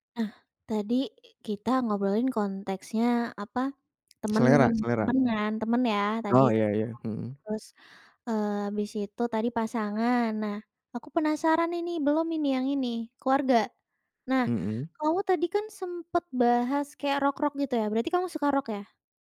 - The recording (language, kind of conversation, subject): Indonesian, podcast, Bagaimana kamu menjelaskan selera musikmu kepada orang yang seleranya berbeda?
- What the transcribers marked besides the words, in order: other background noise